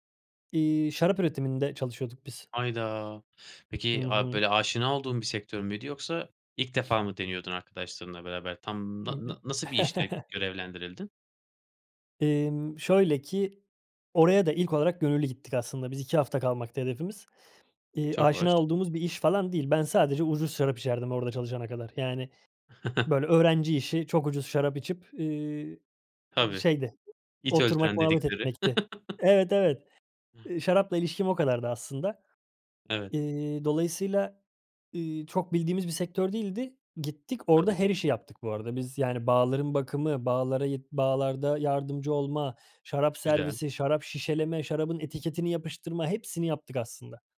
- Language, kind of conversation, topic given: Turkish, podcast, Taşınmamın ya da memleket değiştirmemin seni nasıl etkilediğini anlatır mısın?
- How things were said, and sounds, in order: other background noise; tapping; sniff; unintelligible speech; chuckle; chuckle; chuckle; unintelligible speech